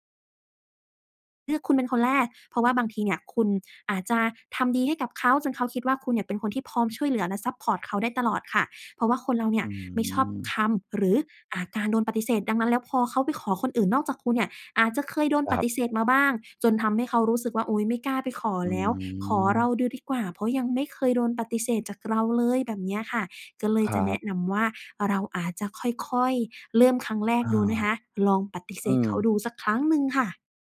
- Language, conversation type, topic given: Thai, advice, คุณมักตอบตกลงทุกคำขอจนตารางแน่นเกินไปหรือไม่?
- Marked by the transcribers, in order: none